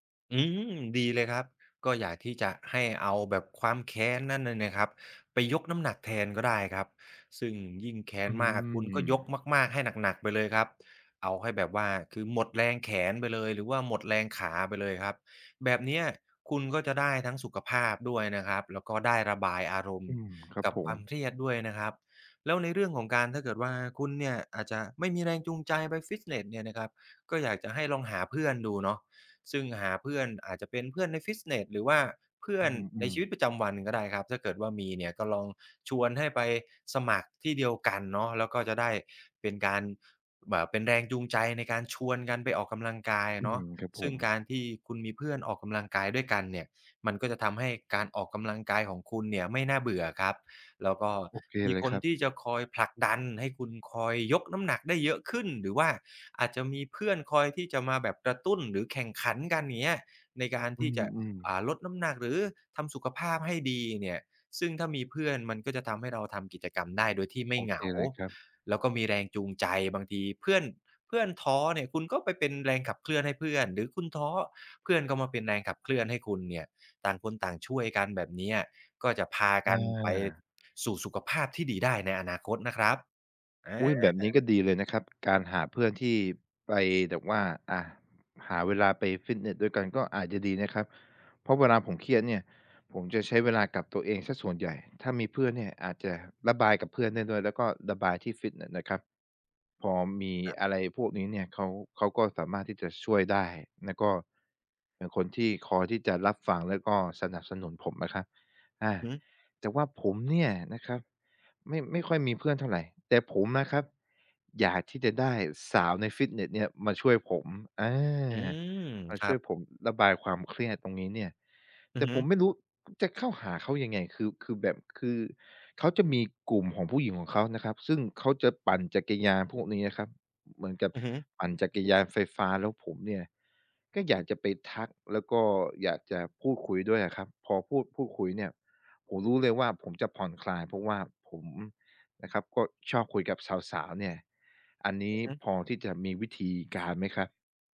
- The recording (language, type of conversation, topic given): Thai, advice, เมื่อฉันยุ่งมากจนไม่มีเวลาไปฟิตเนส ควรจัดสรรเวลาออกกำลังกายอย่างไร?
- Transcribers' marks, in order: tapping